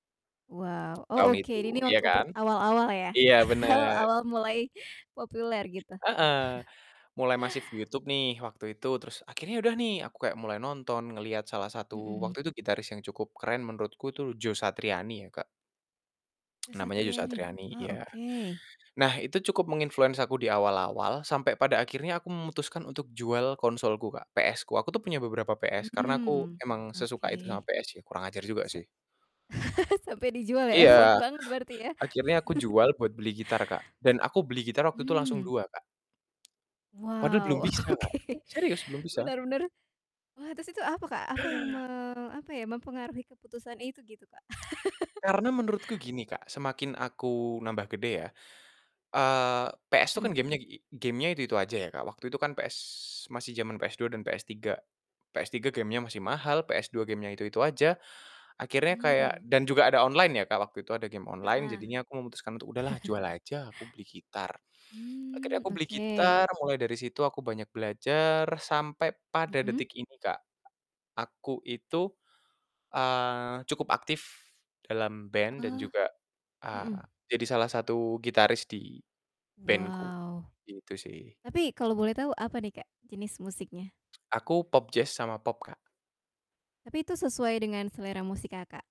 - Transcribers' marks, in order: distorted speech; tsk; laughing while speaking: "awal-awal"; chuckle; tsk; chuckle; in English: "effort"; chuckle; tapping; laughing while speaking: "oke"; other background noise; laugh; chuckle; tsk
- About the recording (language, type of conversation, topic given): Indonesian, podcast, Gimana keluarga memengaruhi selera musikmu?